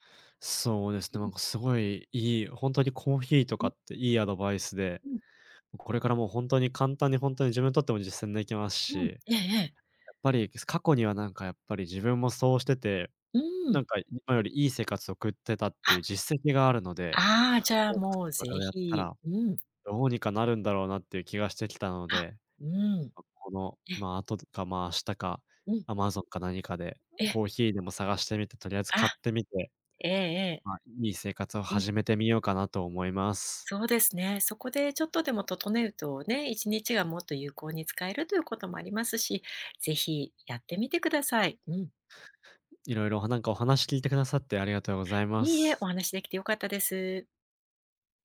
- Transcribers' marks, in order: unintelligible speech; other background noise
- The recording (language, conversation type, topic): Japanese, advice, 朝のルーティンが整わず一日中だらけるのを改善するにはどうすればよいですか？